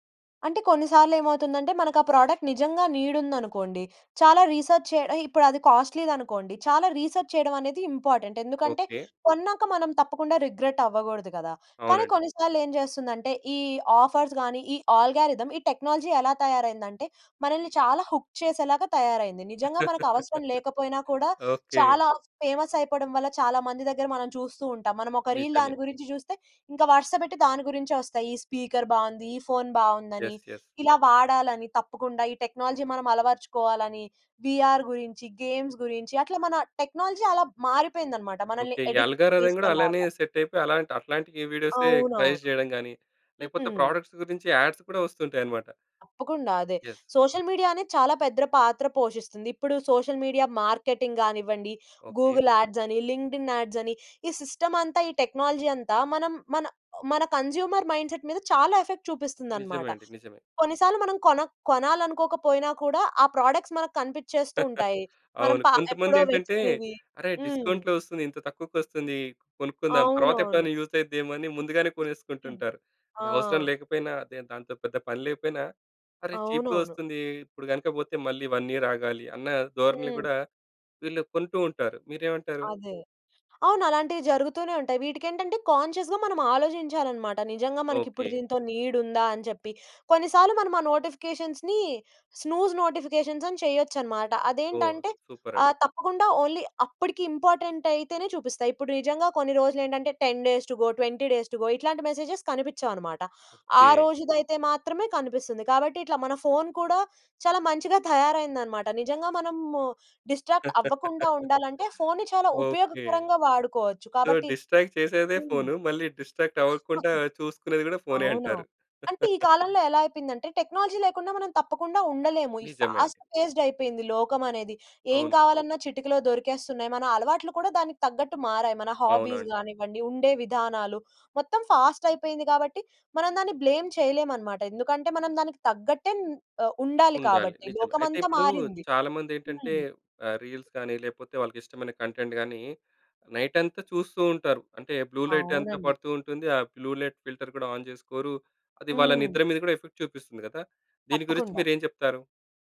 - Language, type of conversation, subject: Telugu, podcast, టెక్నాలజీ వాడకం మీ మానసిక ఆరోగ్యంపై ఎలాంటి మార్పులు తెస్తుందని మీరు గమనించారు?
- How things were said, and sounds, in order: in English: "ప్రొడక్ట్"; in English: "నీడ్"; in English: "రీసెర్చ్"; in English: "రీసెర్చ్"; in English: "ఇంపార్టెంట్"; in English: "రిగ్రెట్"; in English: "ఆఫర్స్"; in English: "ఆల్గారిథమ్"; in English: "టెక్నాలజీ"; in English: "హుక్"; laugh; in English: "ఫేమస్"; in English: "రీల్"; in English: "స్పీకర్"; in English: "యెస్. యెస్"; in English: "టెక్నాలజీ"; in English: "వీఆర్"; in English: "గేమ్స్"; in English: "టెక్నాలజీ"; in English: "ఆల్గారిథమ్"; in English: "అడిక్ట్"; in English: "సెట్"; in English: "సజెస్ట్"; in English: "ప్రాడక్ట్స్"; in English: "యాడ్స్"; in English: "యెస్"; in English: "సోషల్ మీడియా"; "పెద్ద" said as "పెద్ర"; in English: "సోషల్ మీడియా మార్కెటింగ్"; in English: "గూగుల్ యాడ్స్"; in English: "లింక్డ్ఇన్ యాడ్స్"; in English: "సిస్టమ్"; in English: "టెక్నాలజీ"; in English: "కన్స్యూమర్ మైండ్ సెట్"; in English: "ఎఫెక్ట్"; in English: "ప్రొడక్ట్స్"; chuckle; in English: "డిస్కౌంట్‌లో"; tapping; in English: "యూస్"; other noise; in English: "చీప్‌గా"; in English: "ఒన్ ఇయర్"; in English: "కాన్షియస్‌గా"; in English: "నీడ్"; in English: "నోటిఫికేషన్స్‌ని స్నూజ్ నోటిఫికేషన్స్"; in English: "సూపర్"; in English: "ఓన్లీ"; in English: "ఇంపార్టెంట్"; in English: "టెన్ డేస్ టు గో, ట్వంటీ డేస్ టు గో"; in English: "మెసేజెస్"; laugh; in English: "డిస్ట్రాక్ట్"; in English: "సో డిస్ట్రాక్ట్"; in English: "డిస్ట్రాక్ట్"; chuckle; in English: "టెక్నాలజీ"; laugh; in English: "ఫాస్ట్ ఫేస్డ్"; in English: "హాబీస్"; in English: "ఫాస్ట్"; in English: "బ్లేమ్"; in English: "రీల్స్"; in English: "కంటెంట్"; in English: "నైట్"; in English: "బ్లూ లైట్"; in English: "బ్లూ లైట్ ఫిల్టర్"; in English: "ఆన్"; in English: "ఎఫెక్ట్"